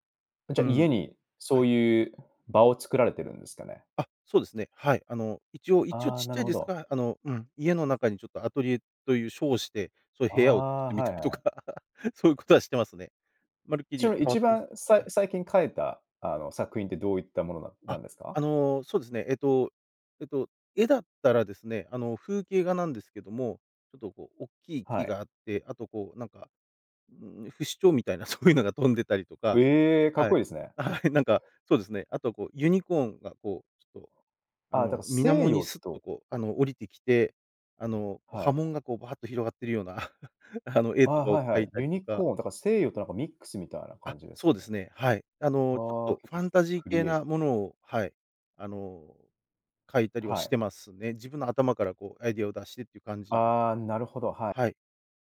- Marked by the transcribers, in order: laugh; laughing while speaking: "そういうのが"; laughing while speaking: "はい"; chuckle
- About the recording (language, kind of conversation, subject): Japanese, podcast, 最近、ワクワクした学びは何ですか？